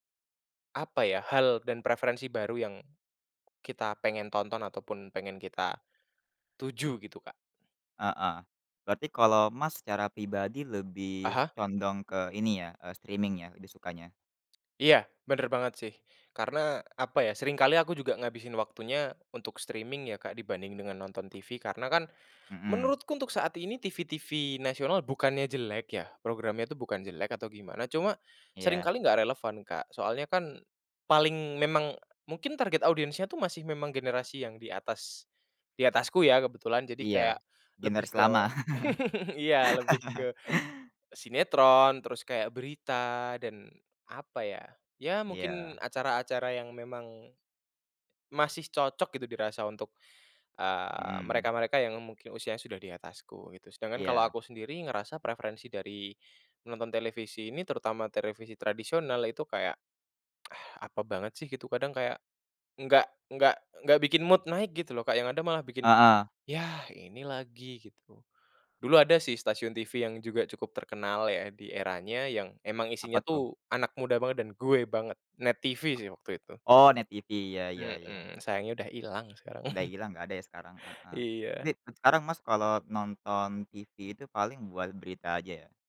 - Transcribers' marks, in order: in English: "streaming"; tapping; in English: "streaming"; laugh; tsk; in English: "mood"; other background noise; chuckle
- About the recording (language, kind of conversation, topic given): Indonesian, podcast, Apa pendapatmu tentang streaming dibandingkan televisi tradisional?